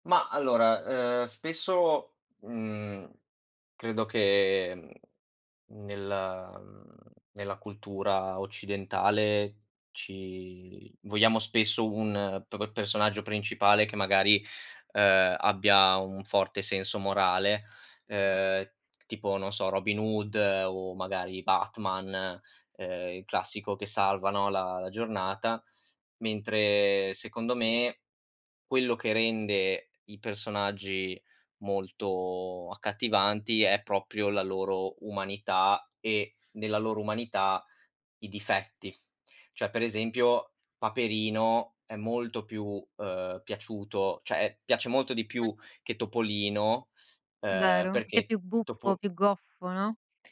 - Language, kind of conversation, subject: Italian, podcast, Cosa rende un personaggio davvero indimenticabile?
- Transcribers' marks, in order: other background noise